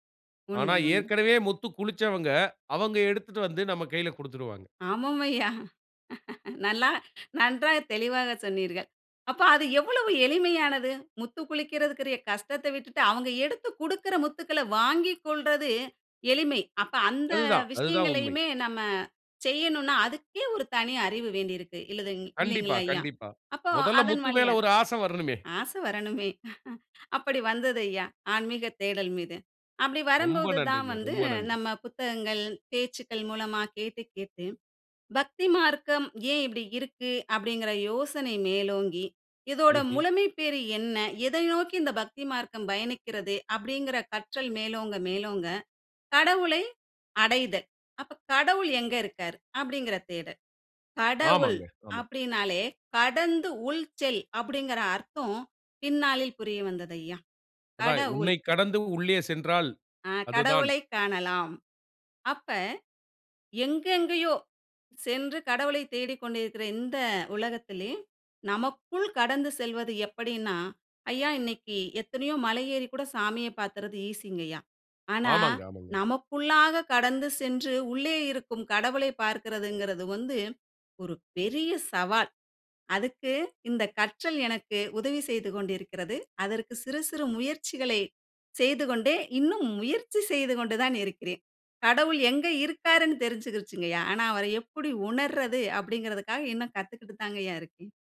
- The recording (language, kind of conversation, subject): Tamil, podcast, ஒரு சாதாரண நாளில் நீங்கள் சிறிய கற்றல் பழக்கத்தை எப்படித் தொடர்கிறீர்கள்?
- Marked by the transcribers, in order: laughing while speaking: "ஐயா. நல்லா நன்றாக தெளிவாக சொன்னீர்கள்"; laughing while speaking: "ஆசை வரணுமே"; other background noise